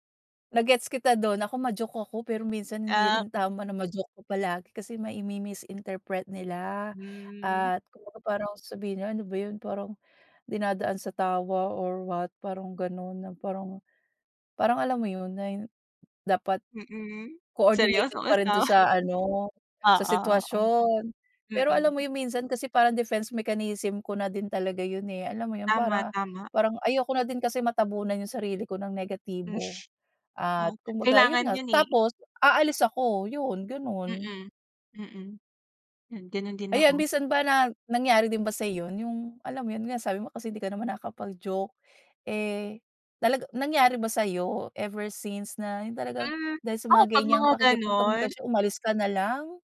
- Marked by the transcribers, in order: other background noise; laugh
- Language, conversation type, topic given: Filipino, podcast, Paano mo pinoprotektahan ang sarili sa nakalalasong komunikasyon?